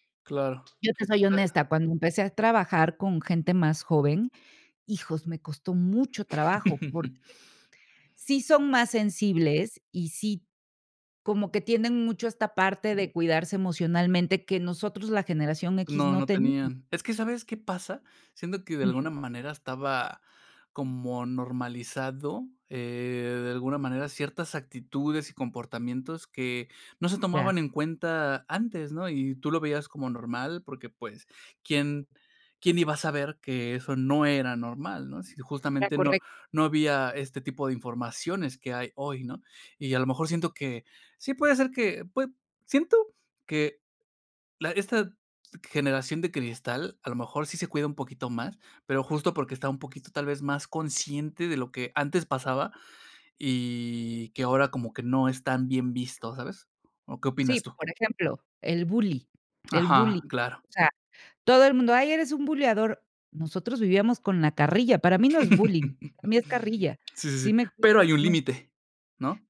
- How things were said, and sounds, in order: other background noise; chuckle; tapping; "bullying" said as "bully"; laugh
- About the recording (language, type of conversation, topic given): Spanish, podcast, ¿Qué consejos darías para llevarse bien entre generaciones?